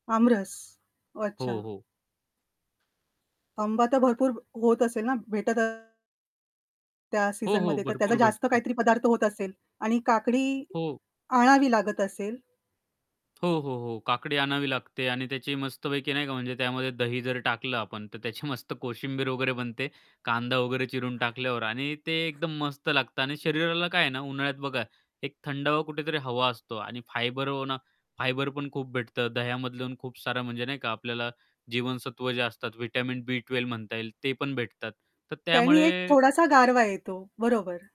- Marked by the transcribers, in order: static; distorted speech; other background noise; tapping; in English: "फायबर फायबर"; unintelligible speech
- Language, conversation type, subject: Marathi, podcast, तुमच्या स्वयंपाकात ऋतूनुसार कोणते बदल होतात?